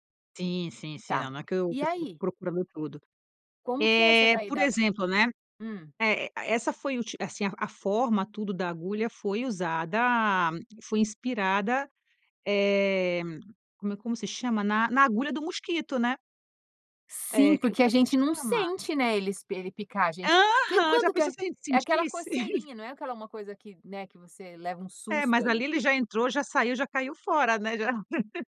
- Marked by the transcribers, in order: chuckle
- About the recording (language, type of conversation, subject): Portuguese, podcast, Como a natureza inspira soluções para os problemas do dia a dia?